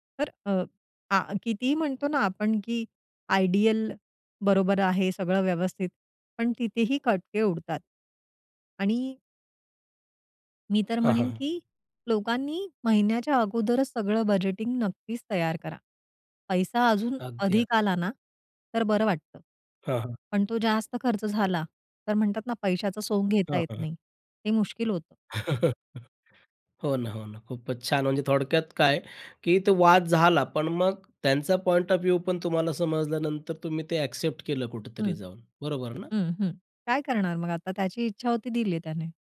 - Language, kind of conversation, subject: Marathi, podcast, घरात आर्थिक निर्णय तुम्ही एकत्र कसे घेता?
- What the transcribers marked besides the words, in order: in English: "आयडियल"; chuckle; in English: "पॉइंट ऑफ व्ह्यू"; other background noise; in English: "एक्सेप्ट"